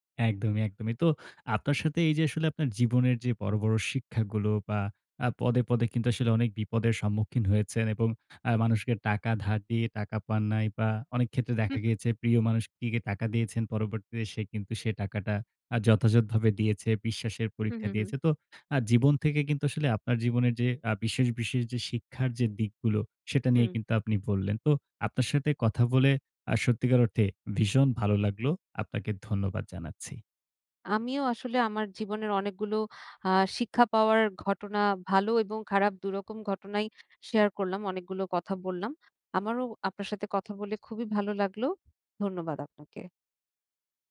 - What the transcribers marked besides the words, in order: tapping
- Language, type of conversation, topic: Bengali, podcast, জীবনে সবচেয়ে বড় শিক্ষা কী পেয়েছো?